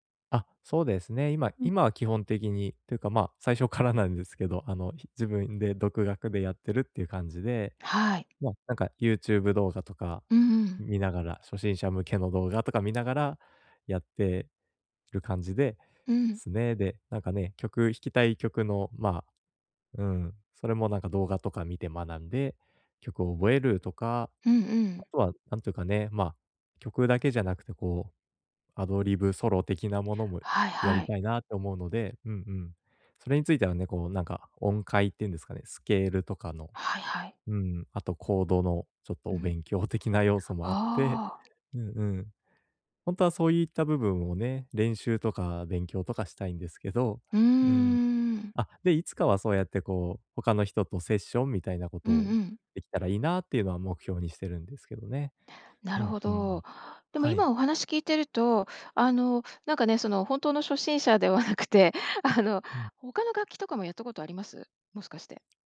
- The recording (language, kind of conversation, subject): Japanese, advice, 短い時間で趣味や学びを効率よく進めるにはどうすればよいですか？
- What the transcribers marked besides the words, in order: laughing while speaking: "ではなくてあの"